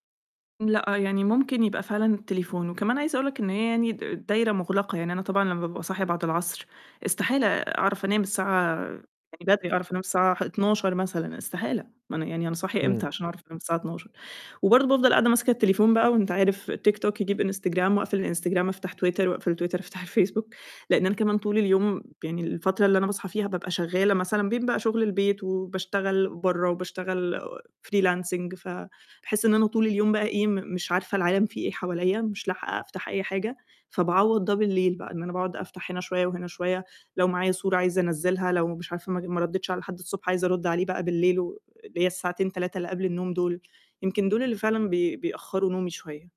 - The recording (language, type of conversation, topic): Arabic, advice, ليه بحس بإرهاق مزمن رغم إني بنام كويس؟
- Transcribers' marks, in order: laughing while speaking: "أفتح الفيسبوك"; in English: "freelancing"